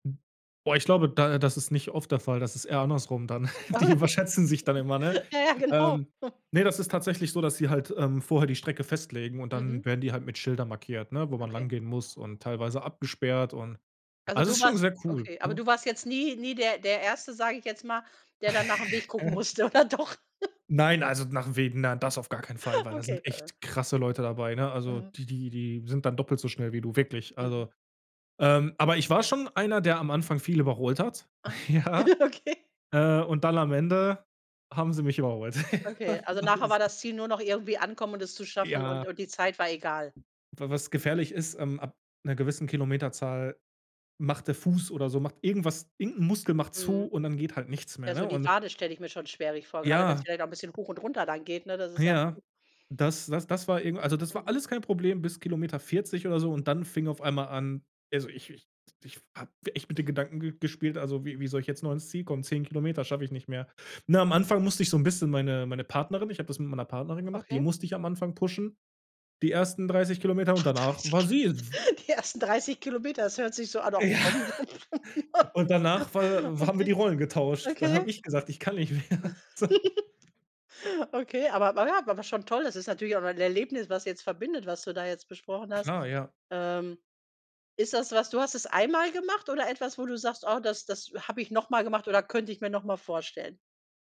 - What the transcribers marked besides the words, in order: other noise; laugh; chuckle; laughing while speaking: "Ja, ja genau"; chuckle; giggle; laughing while speaking: "musste, oder doch?"; giggle; other background noise; giggle; laughing while speaking: "Okay"; laughing while speaking: "ja?"; giggle; laughing while speaking: "Ja, das ist"; laughing while speaking: "Ah, dreißig Kilometer"; laughing while speaking: "Ja"; chuckle; giggle; laughing while speaking: "mehr so"
- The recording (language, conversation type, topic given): German, podcast, Wie erholst du dich in der Natur oder an der frischen Luft?